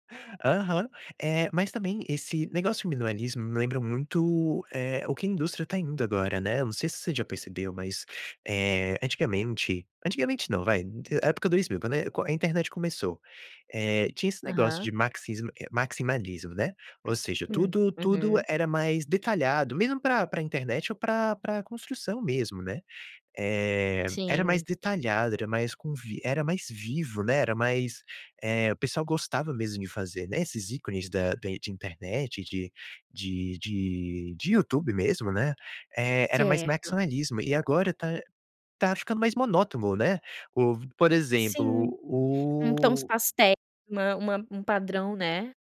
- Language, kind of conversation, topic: Portuguese, podcast, Como o minimalismo impacta a sua autoestima?
- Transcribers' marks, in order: tapping; "monótono" said as "monótomo"; drawn out: "o"